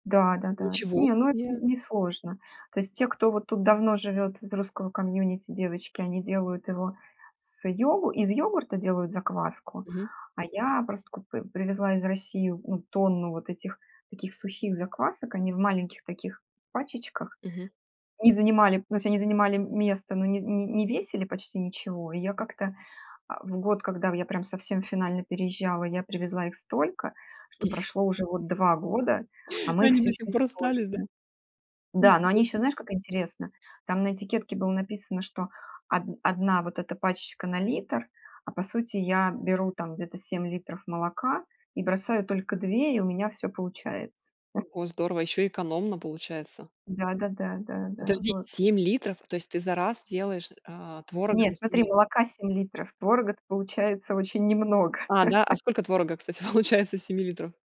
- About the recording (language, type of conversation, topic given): Russian, podcast, Как вы делите домашние дела в семье?
- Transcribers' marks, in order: tapping; laugh; other background noise; surprised: "семь литров"; laugh; laughing while speaking: "получается с"